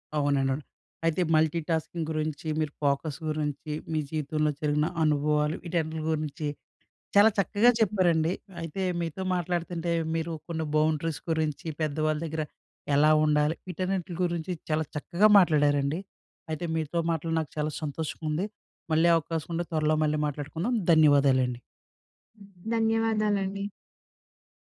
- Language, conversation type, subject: Telugu, podcast, మల్టీటాస్కింగ్ చేయడం మానేసి మీరు ఏకాగ్రతగా పని చేయడం ఎలా అలవాటు చేసుకున్నారు?
- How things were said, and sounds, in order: in English: "మల్టీటాస్కింగ్"; in English: "ఫోకస్"; other background noise; in English: "బౌండరీస్"